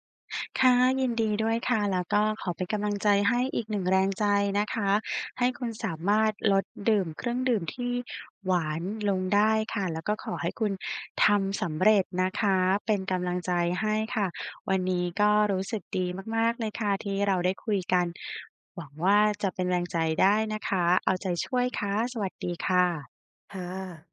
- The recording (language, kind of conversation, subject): Thai, advice, คุณดื่มเครื่องดื่มหวานหรือเครื่องดื่มแอลกอฮอล์บ่อยและอยากลด แต่ทำไมถึงลดได้ยาก?
- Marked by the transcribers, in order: none